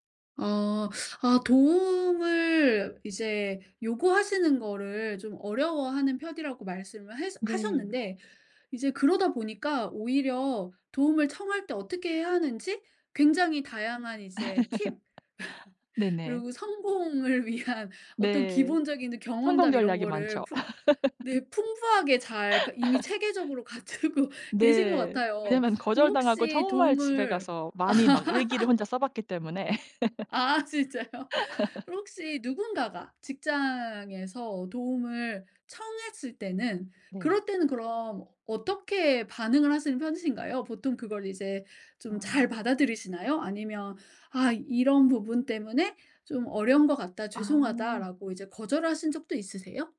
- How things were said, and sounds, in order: laugh; tapping; laugh; laughing while speaking: "성공을 위한"; laugh; other background noise; laughing while speaking: "갖추고"; laugh; laugh
- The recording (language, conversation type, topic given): Korean, podcast, 도움을 청하기가 어려울 때는 어떻게 하면 좋을까요?